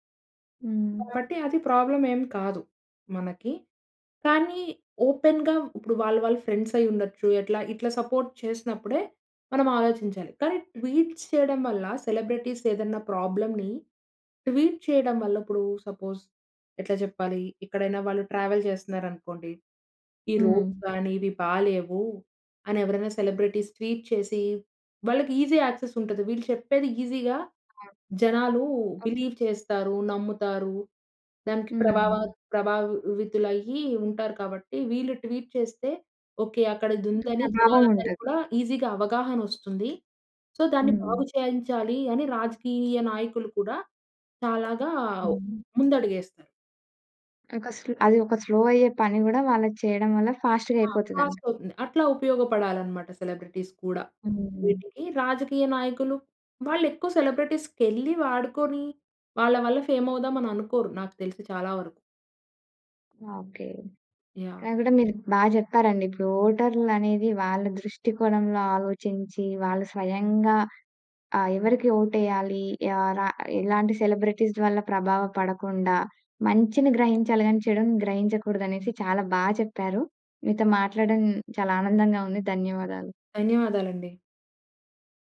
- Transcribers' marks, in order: in English: "ప్రాబ్లమ్"; in English: "ఓపెన్‌గా"; in English: "ఫ్రెండ్స్"; in English: "సపోర్ట్"; in English: "ట్వీట్స్"; in English: "సెలబ్రిటీస్"; in English: "ప్రాబ్లమ్‌ని ట్వీట్"; in English: "సపోజ్"; in English: "ట్రావెల్"; in English: "రోడ్స్"; in English: "సెలబ్రిటీస్ ట్వీట్"; in English: "ఈజీ యాక్సెస్"; in English: "ఈజీగా"; in English: "బిలీవ్"; in English: "ట్వీట్"; in English: "ఈజీగా"; other background noise; in English: "సో"; tapping; in English: "స్లో"; in English: "స్లో"; in English: "ఫాస్ట్‌గా"; in English: "ఫాస్ట్"; in English: "సెలబ్రిటీస్"; in English: "సెలబ్రిటీస్‌కెళ్ళి"; in English: "ఫేమ్"; in English: "సెలబ్రిటీస్"
- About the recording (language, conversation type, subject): Telugu, podcast, సెలబ్రిటీలు రాజకీయ విషయాలపై మాట్లాడితే ప్రజలపై ఎంత మేర ప్రభావం పడుతుందనుకుంటున్నారు?